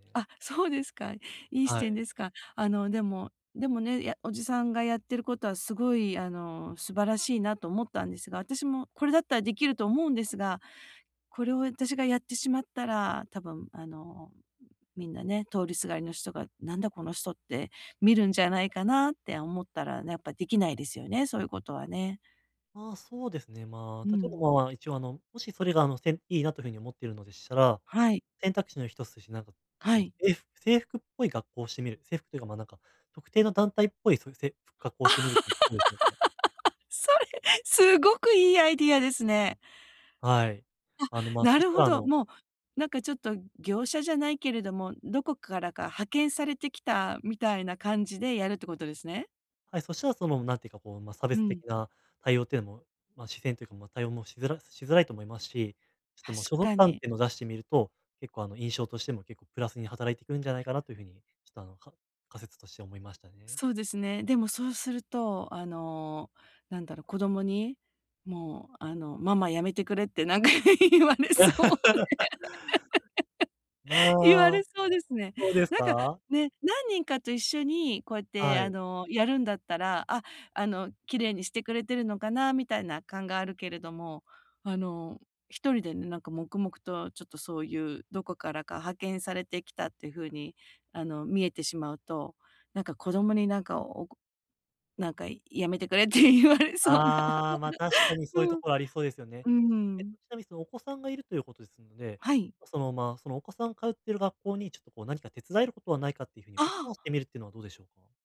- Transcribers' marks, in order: laugh; laughing while speaking: "それすごくいいアイディアですね"; laughing while speaking: "なんか言われそうで 言われそうですね"; laugh; laughing while speaking: "って言われそうな。 うん"; laugh
- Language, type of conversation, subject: Japanese, advice, 限られた時間で、どうすれば周りの人や社会に役立つ形で貢献できますか？